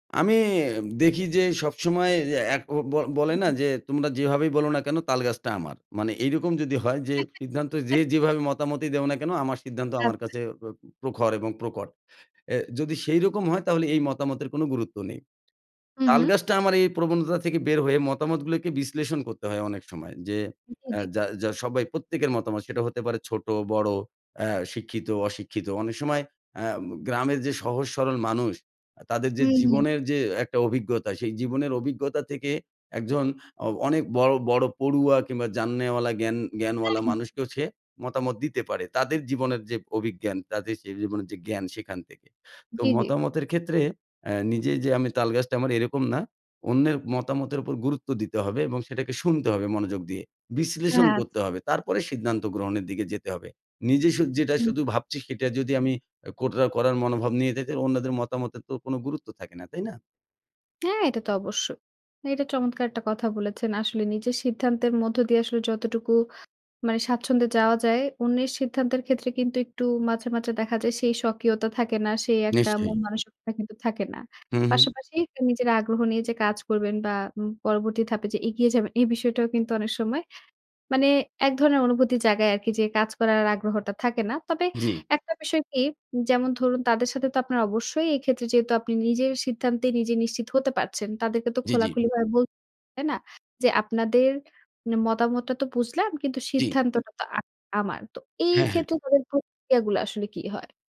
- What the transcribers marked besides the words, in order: other background noise; chuckle; unintelligible speech; tapping; horn
- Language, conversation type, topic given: Bengali, podcast, কীভাবে পরিবার বা বন্ধুদের মতামত সামলে চলেন?